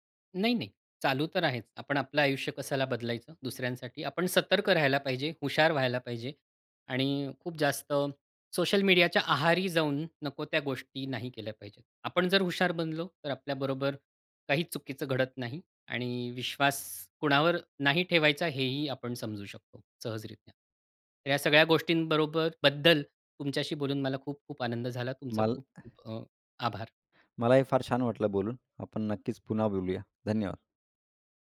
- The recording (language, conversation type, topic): Marathi, podcast, ऑनलाइन ओळखीच्या लोकांवर विश्वास ठेवावा की नाही हे कसे ठरवावे?
- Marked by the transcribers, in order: unintelligible speech